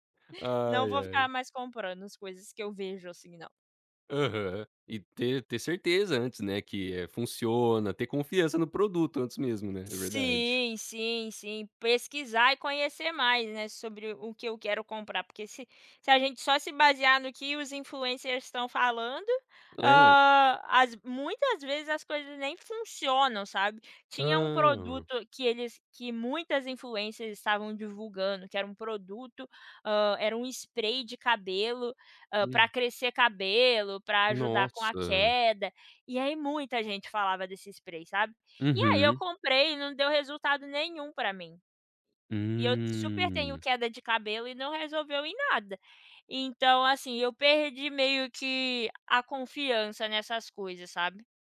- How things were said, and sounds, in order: in English: "influencers"; in English: "influencers"
- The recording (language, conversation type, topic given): Portuguese, podcast, O que você faz para cuidar da sua saúde mental?